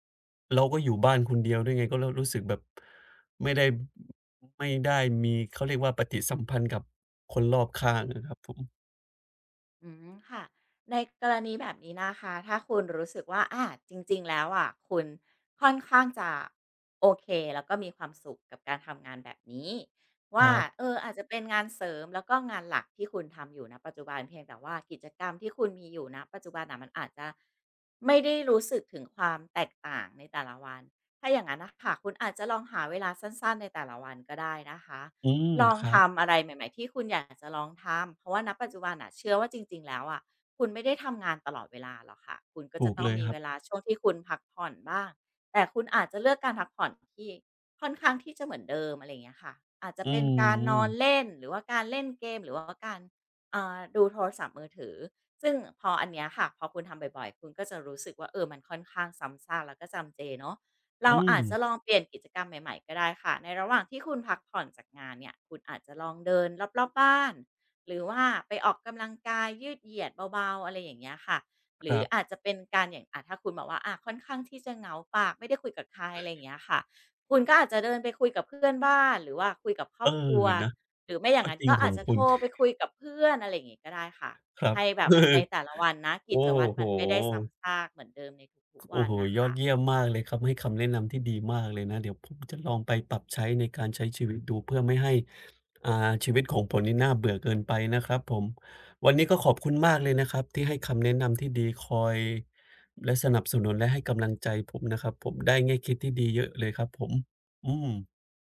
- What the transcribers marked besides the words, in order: tapping; drawn out: "อืม"; other background noise; chuckle
- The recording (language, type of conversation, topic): Thai, advice, จะหาคุณค่าในกิจวัตรประจำวันซ้ำซากและน่าเบื่อได้อย่างไร